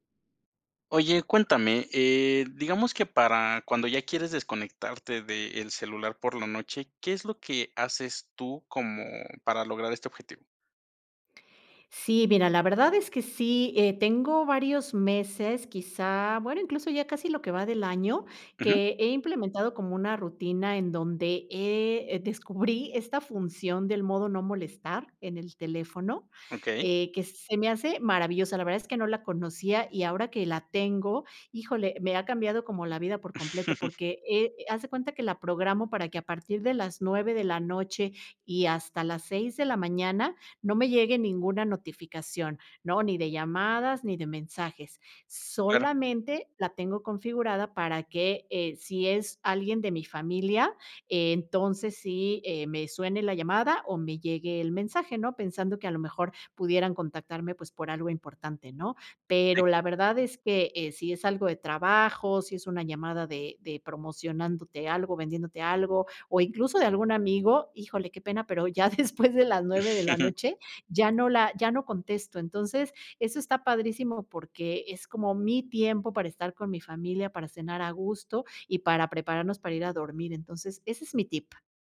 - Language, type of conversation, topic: Spanish, podcast, ¿Qué haces para desconectarte del celular por la noche?
- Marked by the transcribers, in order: chuckle; other background noise; laughing while speaking: "ya después de las nueve, de la noche"; chuckle